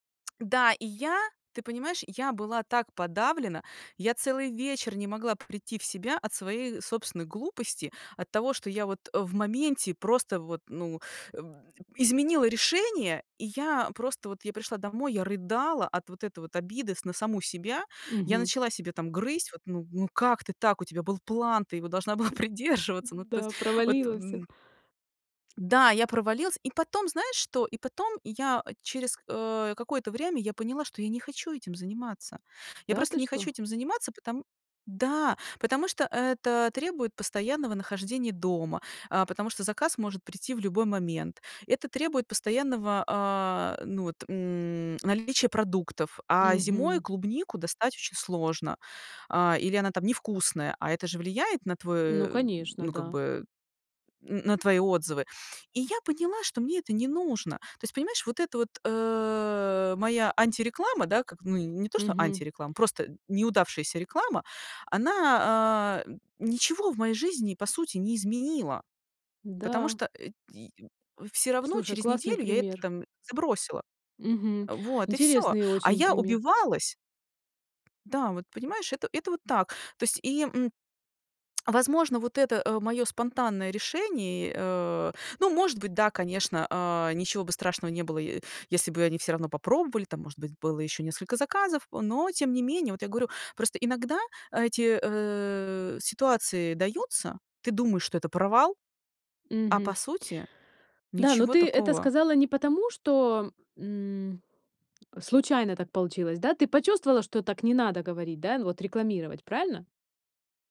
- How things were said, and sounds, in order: tapping; laughing while speaking: "должна была придерживаться"
- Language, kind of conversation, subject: Russian, podcast, Как научиться доверять себе при важных решениях?